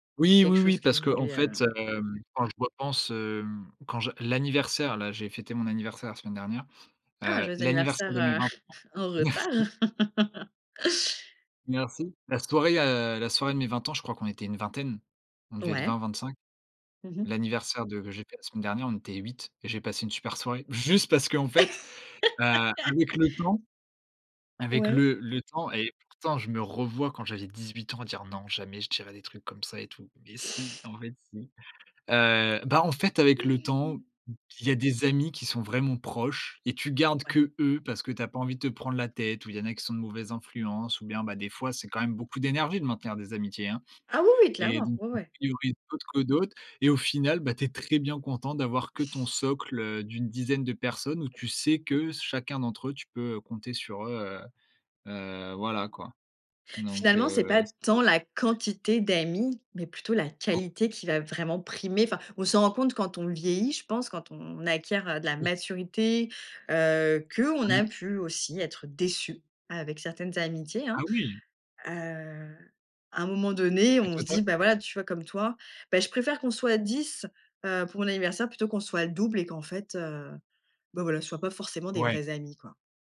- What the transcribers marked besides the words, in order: laugh; laugh; unintelligible speech; stressed: "tant la quantité"; unintelligible speech; unintelligible speech; stressed: "déçu"
- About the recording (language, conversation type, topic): French, podcast, Comment bâtis-tu des amitiés en ligne par rapport à la vraie vie, selon toi ?